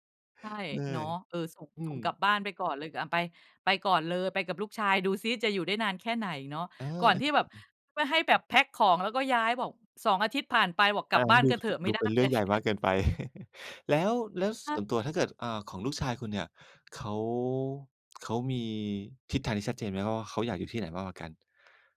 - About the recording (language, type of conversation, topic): Thai, advice, ฉันควรคุยกับคู่ชีวิตอย่างไรเมื่อเขาไม่อยากย้าย แต่ฉันคิดว่าการย้ายจะเป็นผลดีกับเรา?
- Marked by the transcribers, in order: other noise; laughing while speaking: "นะเนี่ย"; chuckle; tapping